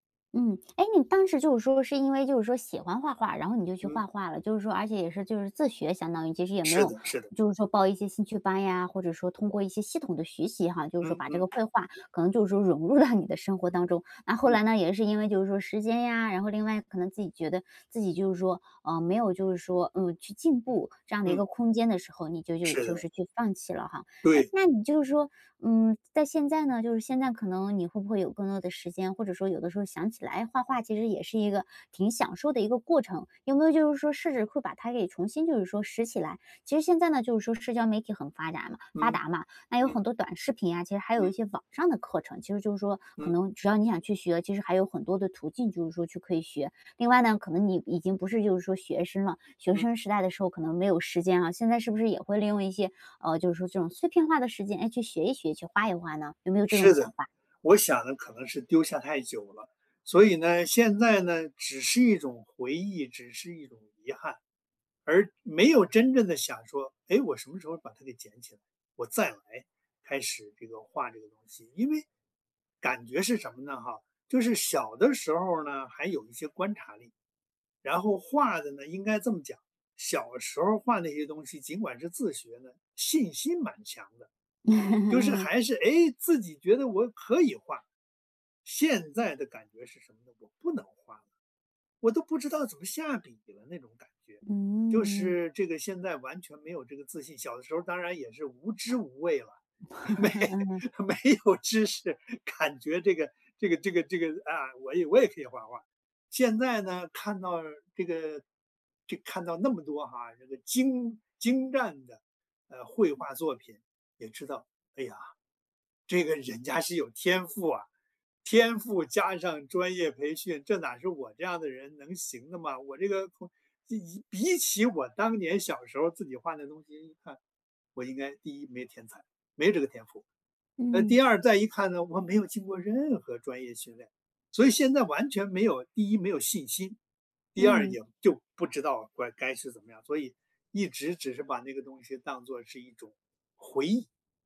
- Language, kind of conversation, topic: Chinese, podcast, 是什么原因让你没能继续以前的爱好？
- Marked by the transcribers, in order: tapping; laughing while speaking: "入到"; laugh; other background noise; laugh; laughing while speaking: "没 没有知识，感"